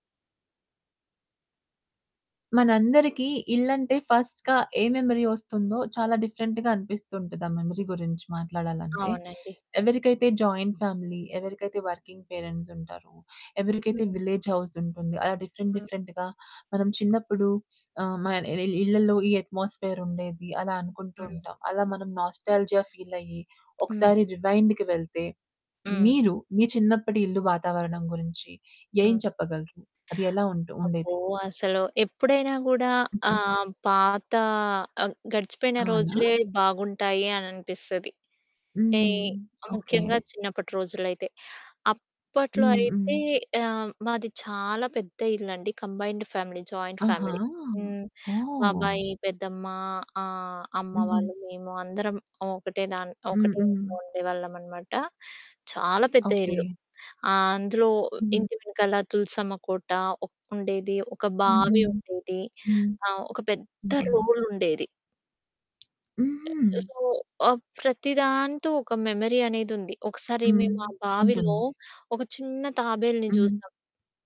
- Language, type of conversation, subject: Telugu, podcast, మీరు చిన్నప్పటి ఇంటి వాతావరణం ఎలా ఉండేది?
- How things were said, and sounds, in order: in English: "ఫర్స్ట్‌గా"; in English: "మెమరీ"; in English: "డిఫరెంట్‌గా"; in English: "మెమరీ"; in English: "జాయింట్ ఫ్యామిలీ"; in English: "వర్కింగ్ పేరెంట్స్"; in English: "విలేజ్ హౌస్"; in English: "డిఫరెంట్, డిఫరెంట్‌గా"; in English: "అట్మాస్ఫియర్"; in English: "నాస్టాల్జియా ఫీల్"; in English: "రివైండ్‌కి"; distorted speech; in English: "కంబైన్డ్ ఫ్యామిలీ, జాయింట్ ఫ్యామిలీ"; stressed: "చాలా"; stressed: "పెద్ద"; other background noise; in English: "సో"; in English: "మెమరీ"